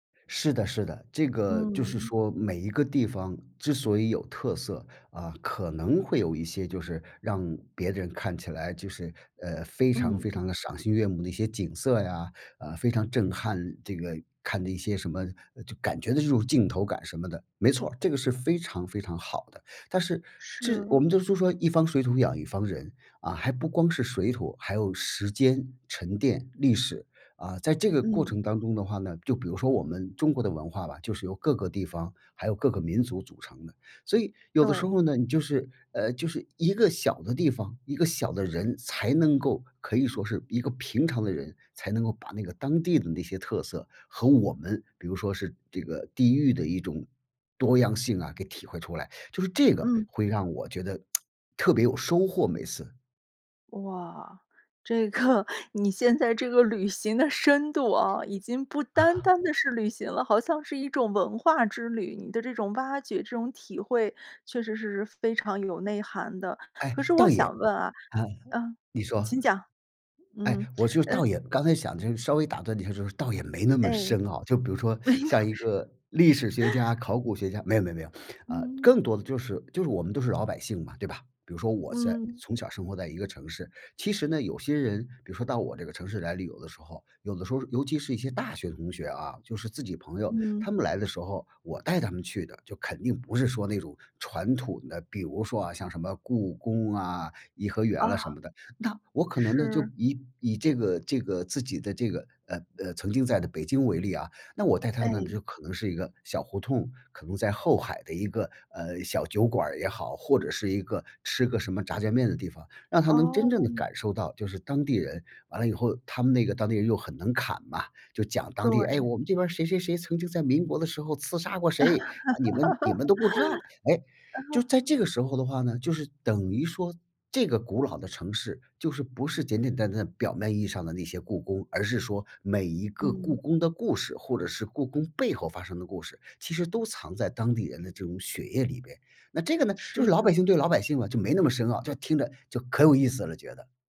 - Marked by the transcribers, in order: lip smack; laughing while speaking: "个。你现在这个旅行的深度啊"; laugh; unintelligible speech; laugh; other background noise; laugh
- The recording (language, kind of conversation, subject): Chinese, podcast, 你如何在旅行中发现新的视角？